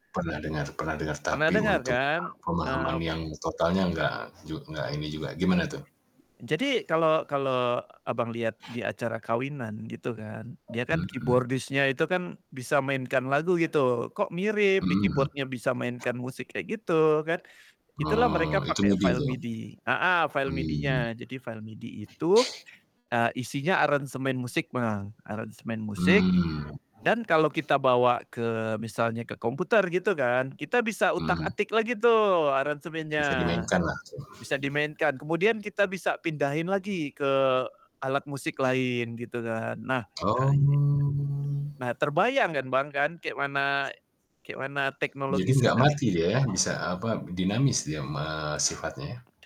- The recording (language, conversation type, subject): Indonesian, podcast, Bagaimana kamu mengatasi kebuntuan kreatif?
- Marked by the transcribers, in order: static; distorted speech; other background noise; in English: "keyboardist-nya"; drawn out: "Oh"; unintelligible speech